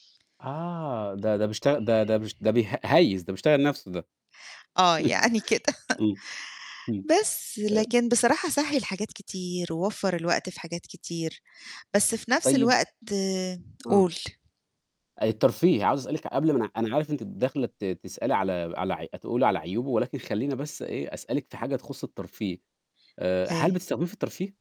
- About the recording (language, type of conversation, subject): Arabic, podcast, إزاي بتستفيد من الذكاء الاصطناعي في حياتك اليومية؟
- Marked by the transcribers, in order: laugh; chuckle; other background noise; static